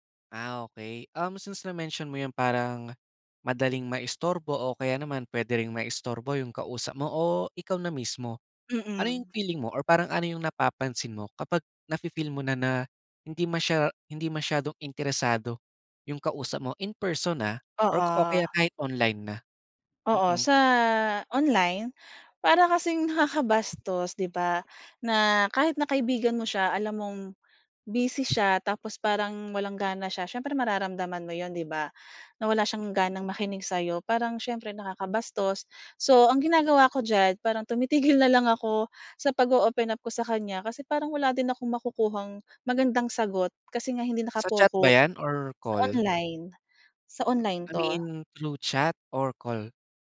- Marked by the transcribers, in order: tapping
- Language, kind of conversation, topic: Filipino, podcast, Mas madali ka bang magbahagi ng nararamdaman online kaysa kapag kaharap nang personal?